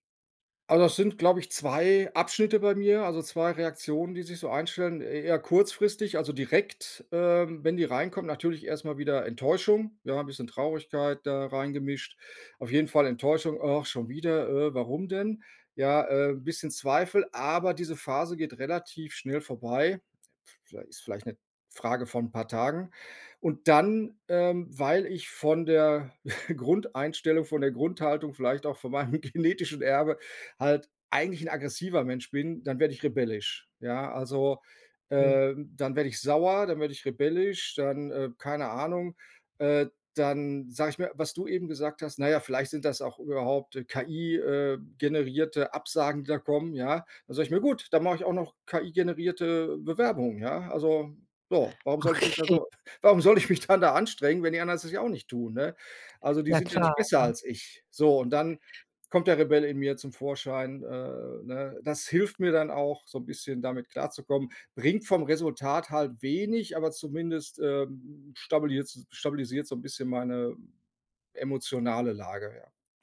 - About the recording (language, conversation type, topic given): German, advice, Wie kann ich konstruktiv mit Ablehnung und Zurückweisung umgehen?
- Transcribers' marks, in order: chuckle; laughing while speaking: "meinem genetischen"